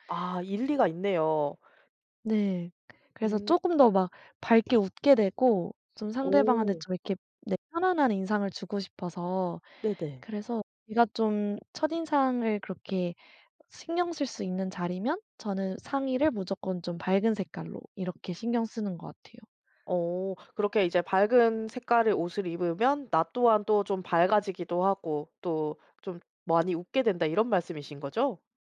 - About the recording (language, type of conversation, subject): Korean, podcast, 첫인상을 좋게 하려면 옷은 어떻게 입는 게 좋을까요?
- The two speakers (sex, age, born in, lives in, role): female, 25-29, South Korea, United States, guest; female, 30-34, South Korea, South Korea, host
- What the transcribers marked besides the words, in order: tapping